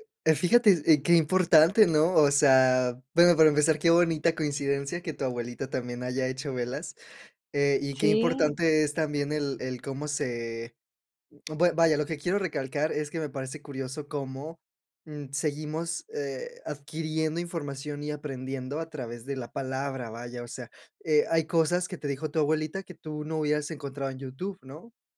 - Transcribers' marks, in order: none
- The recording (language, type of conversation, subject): Spanish, podcast, ¿Cómo empiezas tu proceso creativo?